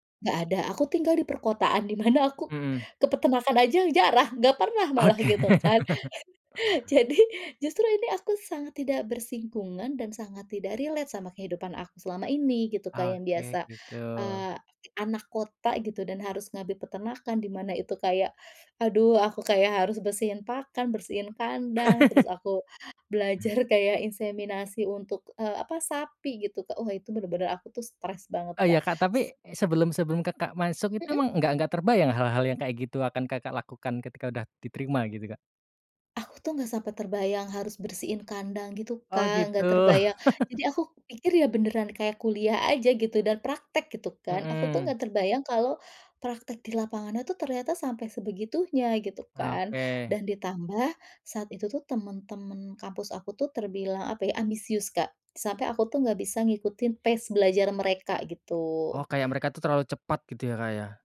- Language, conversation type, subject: Indonesian, podcast, Pernahkah kamu mengalami momen kegagalan yang justru membuka peluang baru?
- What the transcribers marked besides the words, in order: laughing while speaking: "Oke"; laugh; other background noise; chuckle; laughing while speaking: "Jadi"; in English: "relate"; laugh; laugh; in English: "pace"